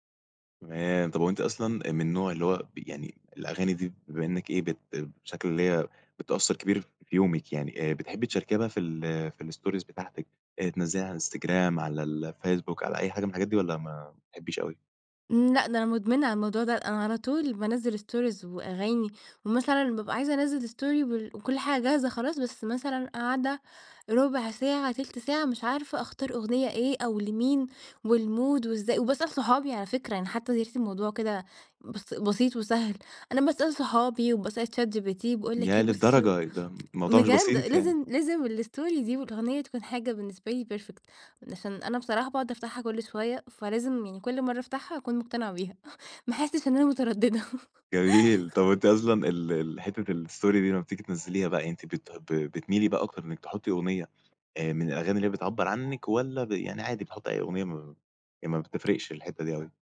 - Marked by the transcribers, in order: tapping; in English: "الstories"; in English: "stories"; in English: "story"; in English: "والmood"; unintelligible speech; in English: "الstory"; in English: "perfect"; chuckle; laughing while speaking: "ما أحسش إن أنا مترددة"; laughing while speaking: "جميل"; dog barking; in English: "الstory"
- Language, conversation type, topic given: Arabic, podcast, أنهي أغنية بتحسّ إنها بتعبّر عنك أكتر؟